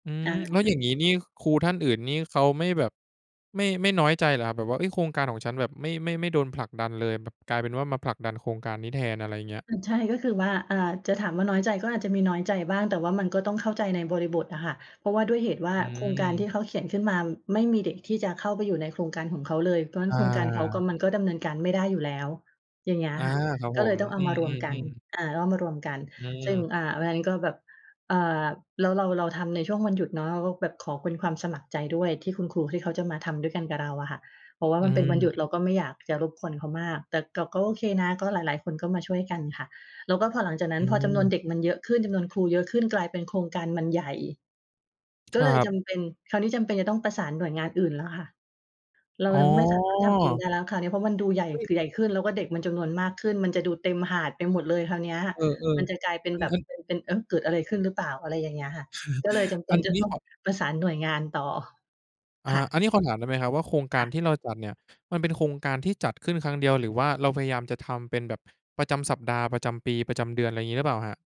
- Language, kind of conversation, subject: Thai, podcast, คุณเคยเข้าร่วมกิจกรรมเก็บขยะหรือกิจกรรมอนุรักษ์สิ่งแวดล้อมไหม และช่วยเล่าให้ฟังได้ไหม?
- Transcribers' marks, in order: drawn out: "อ๋อ"; chuckle